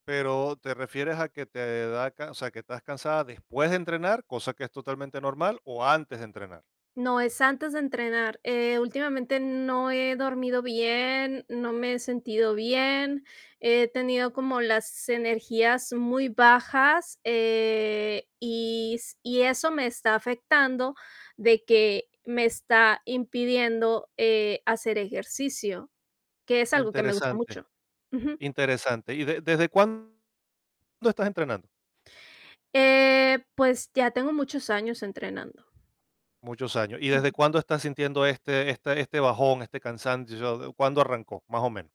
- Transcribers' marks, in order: distorted speech; other background noise
- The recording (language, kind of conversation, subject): Spanish, advice, ¿Cómo puedo manejar el cansancio y la baja energía que me impiden hacer ejercicio con regularidad?
- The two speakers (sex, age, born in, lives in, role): female, 40-44, Mexico, Mexico, user; male, 50-54, Venezuela, Poland, advisor